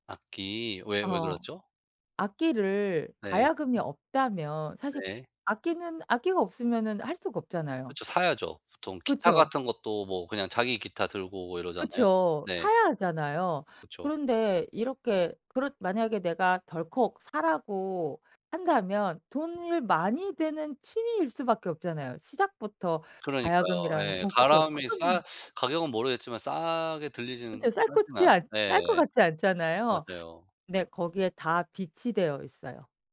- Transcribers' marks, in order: "가야금이" said as "가라음이"
- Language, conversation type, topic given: Korean, podcast, 돈이 많이 들지 않는 취미를 추천해 주실래요?